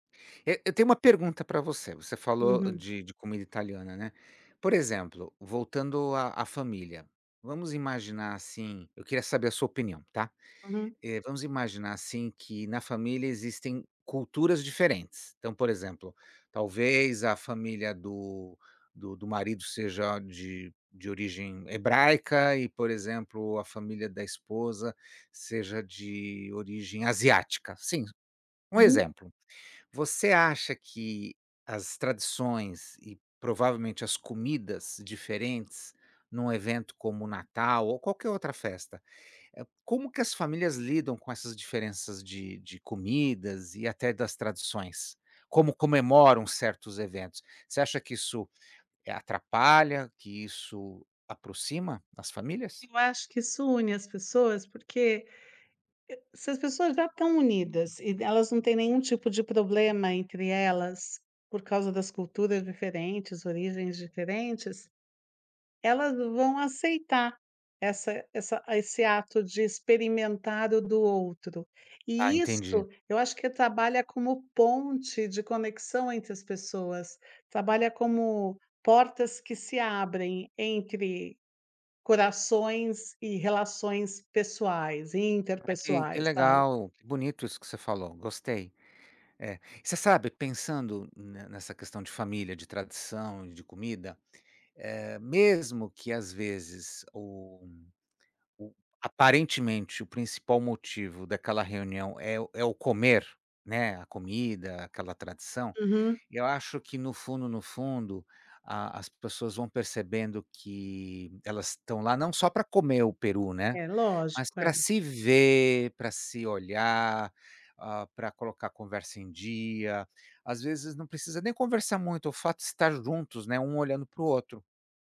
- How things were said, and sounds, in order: tapping; other background noise
- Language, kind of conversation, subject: Portuguese, unstructured, Você já percebeu como a comida une as pessoas em festas e encontros?